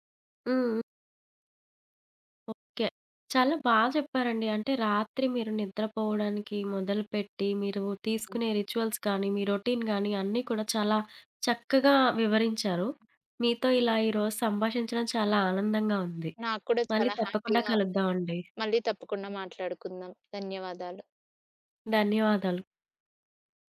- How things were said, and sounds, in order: in English: "రిచ్యువల్స్"; in English: "రొటీన్"; in English: "హ్యాపీగా"; tapping
- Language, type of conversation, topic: Telugu, podcast, రాత్రి బాగా నిద్రపోవడానికి మీ రొటీన్ ఏమిటి?